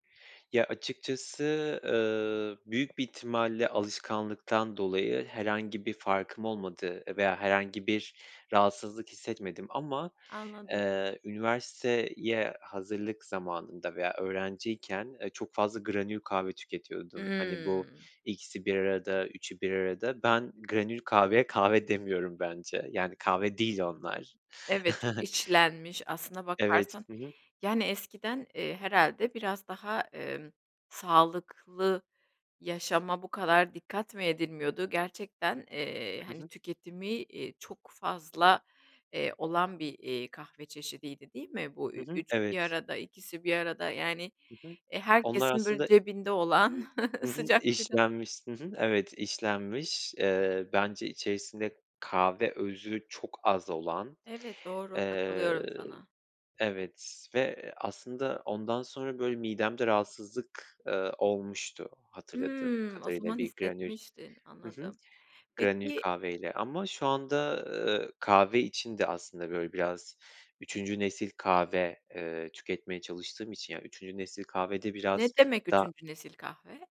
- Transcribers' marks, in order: other background noise; chuckle; tapping
- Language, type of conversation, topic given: Turkish, podcast, Sabah enerjini yükseltmek için neler yaparsın?